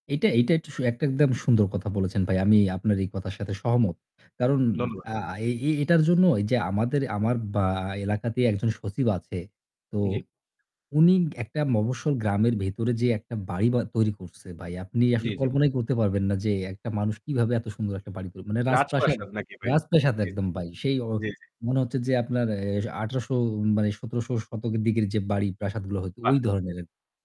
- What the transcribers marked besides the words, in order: static
- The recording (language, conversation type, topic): Bengali, unstructured, আপনি কী মনে করেন, সরকার কীভাবে দুর্নীতি কমাতে পারে?